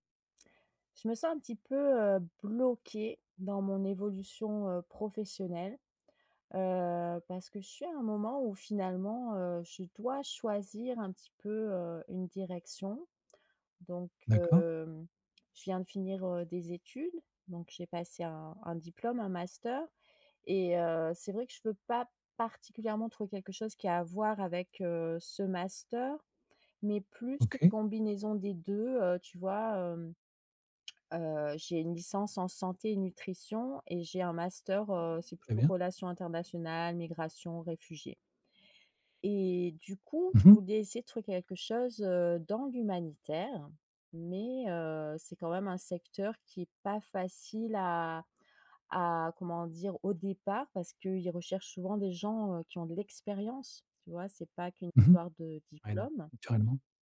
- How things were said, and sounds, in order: drawn out: "Heu"; other background noise; stressed: "particulièrement"; "migrations" said as "négrations"; drawn out: "Et"
- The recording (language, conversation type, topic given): French, advice, Pourquoi ai-je l’impression de stagner dans mon évolution de carrière ?